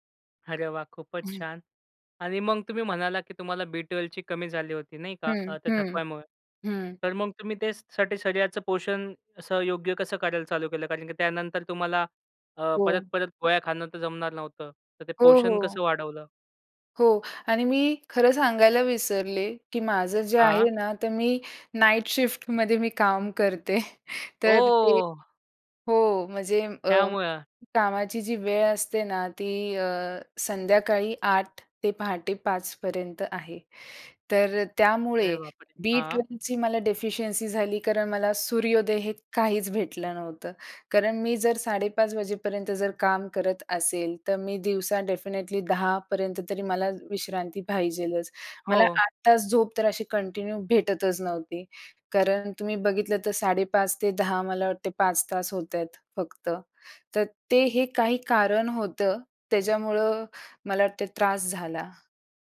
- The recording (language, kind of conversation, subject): Marathi, podcast, तुमचे शरीर आता थांबायला सांगत आहे असे वाटल्यावर तुम्ही काय करता?
- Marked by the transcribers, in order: laughing while speaking: "हं"; in English: "नाईट शिफ्टमध्ये"; chuckle; surprised: "ओह!"; in English: "डेफिशियन्सी"; other background noise; in English: "डेफिनेटली"; "पाहिजेच" said as "पाहिजेलच"; in English: "कंटिन्यू"